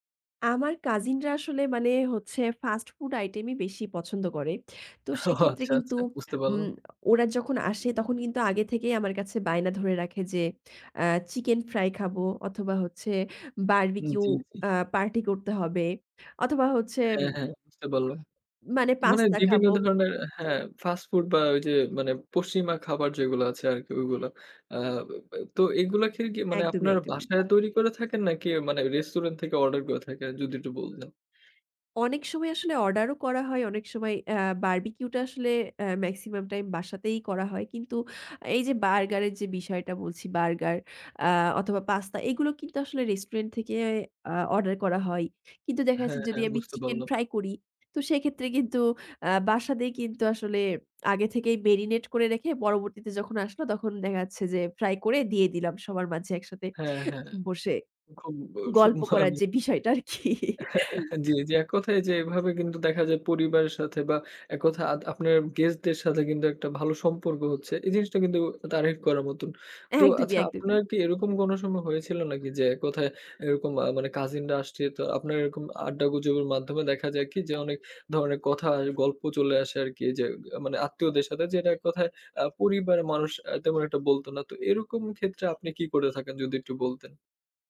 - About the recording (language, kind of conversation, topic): Bengali, podcast, আপনি অতিথিদের জন্য কী ধরনের খাবার আনতে পছন্দ করেন?
- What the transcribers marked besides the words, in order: laughing while speaking: "ও আচ্ছা, আচ্ছা"; tapping; in English: "মেক্সিমাম"; other background noise; lip smack; other noise; chuckle; laughing while speaking: "আরকি"; giggle; horn